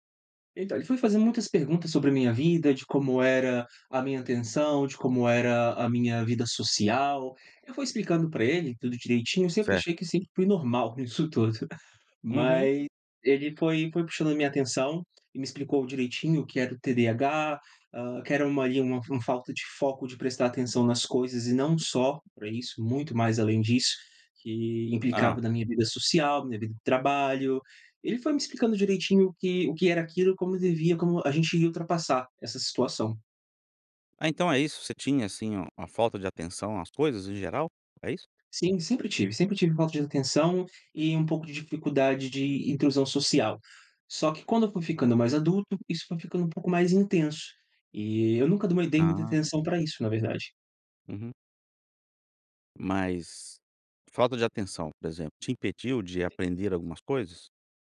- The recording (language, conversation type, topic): Portuguese, podcast, Você pode contar sobre uma vez em que deu a volta por cima?
- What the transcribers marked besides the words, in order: tapping; other background noise